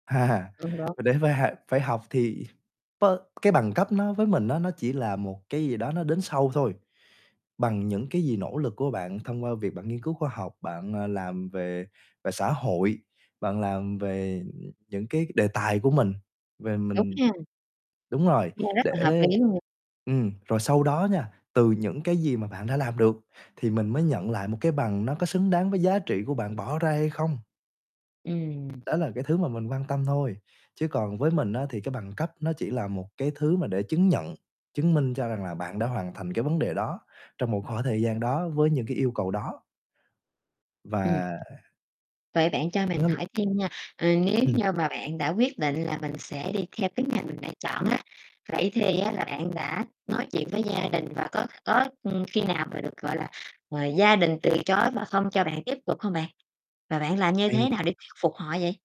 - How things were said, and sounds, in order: laugh; distorted speech; laughing while speaking: "và"; unintelligible speech; other noise; static; tapping; unintelligible speech; other background noise; unintelligible speech
- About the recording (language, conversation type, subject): Vietnamese, podcast, Sau khi tốt nghiệp, bạn chọn học tiếp hay đi làm ngay?